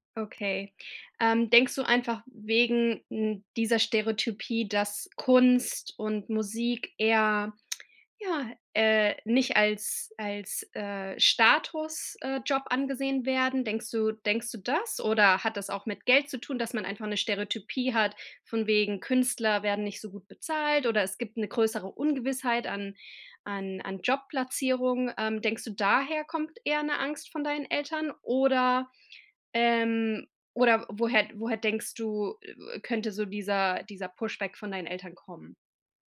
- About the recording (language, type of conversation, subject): German, advice, Wie kann ich besser mit meiner ständigen Sorge vor einer ungewissen Zukunft umgehen?
- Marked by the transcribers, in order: in English: "Pushback"